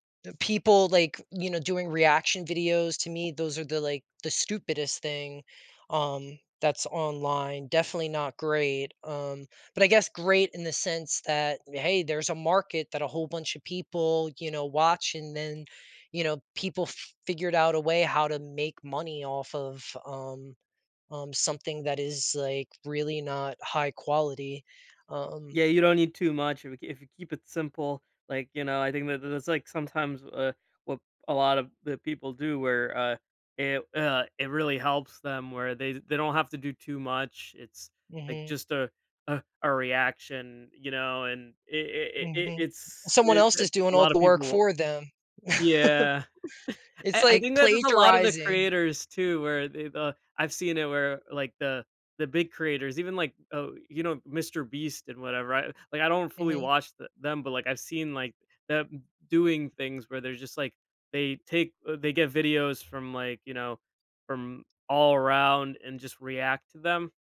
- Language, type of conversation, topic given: English, unstructured, How can creators make online content that truly connects with people?
- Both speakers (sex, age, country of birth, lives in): male, 30-34, United States, United States; male, 40-44, United States, United States
- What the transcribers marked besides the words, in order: other background noise; chuckle; laugh; tapping